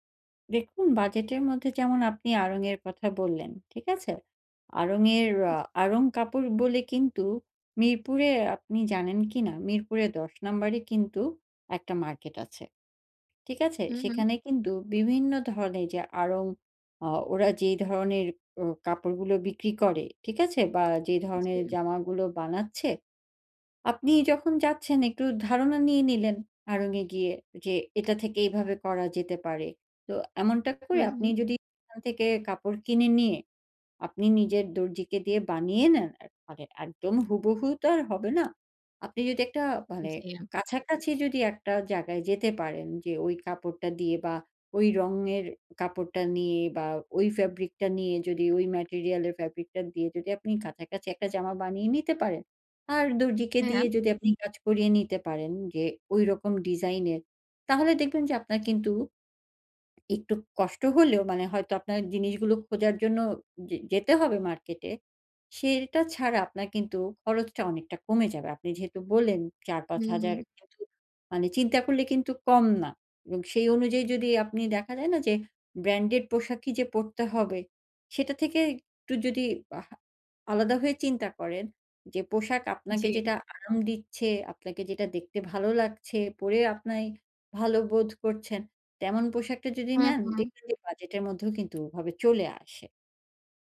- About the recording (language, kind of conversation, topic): Bengali, advice, বাজেটের মধ্যে ভালো জিনিস পাওয়া কঠিন
- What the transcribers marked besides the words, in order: tapping; "সেটা" said as "সেরটা"